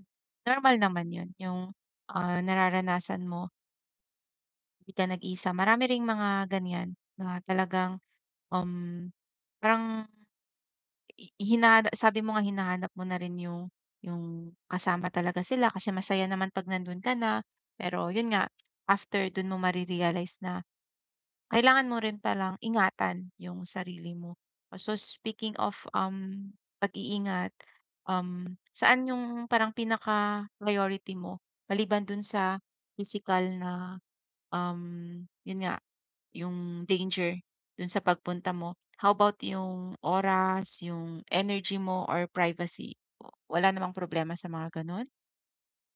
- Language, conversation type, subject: Filipino, advice, Paano ako magtatakda ng personal na hangganan sa mga party?
- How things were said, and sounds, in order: tapping